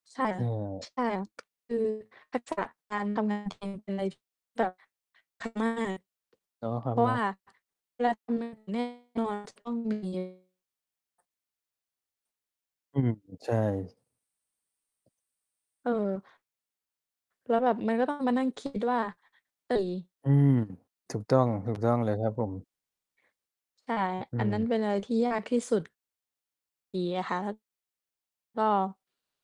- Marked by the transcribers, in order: distorted speech; tapping; unintelligible speech
- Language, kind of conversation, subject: Thai, unstructured, คุณเคยรู้สึกมีความสุขจากการทำโครงงานในห้องเรียนไหม?